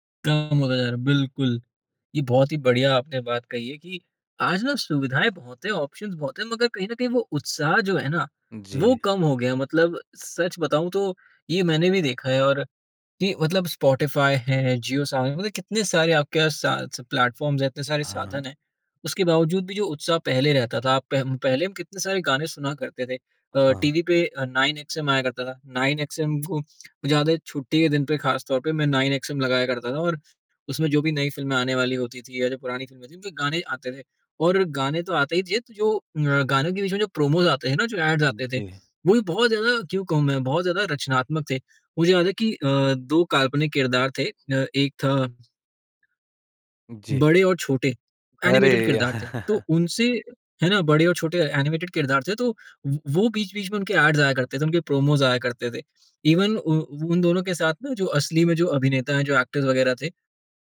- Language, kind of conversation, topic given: Hindi, podcast, क्या अब वेब-सीरीज़ और पारंपरिक टीवी के बीच का फर्क सच में कम हो रहा है?
- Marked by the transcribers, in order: in English: "ऑप्शन्स"; in English: "प्लेटफ़ॉर्म्स"; tapping; tongue click; in English: "प्रोमोज़"; in English: "ऐड्स"; in English: "एनिमेटेड"; chuckle; in English: "एनिमेटेड"; in English: "ऐड्स"; in English: "प्रोमोज़"; in English: "ईवन"; in English: "एक्टर्स"